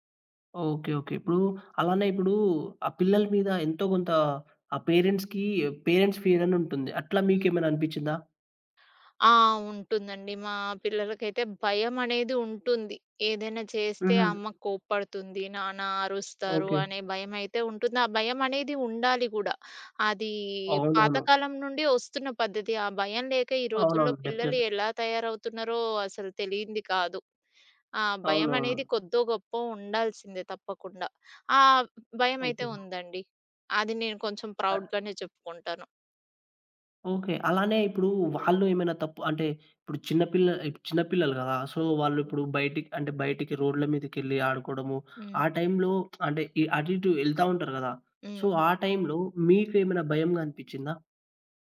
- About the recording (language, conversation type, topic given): Telugu, podcast, మీ ఇంట్లో పిల్లల పట్ల ప్రేమాభిమానాన్ని ఎలా చూపించేవారు?
- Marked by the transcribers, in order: in English: "పేరెంట్స్‌కి"; other background noise; in English: "ప్రౌడ్‌గానే"; in English: "సో"; lip smack; in English: "సో"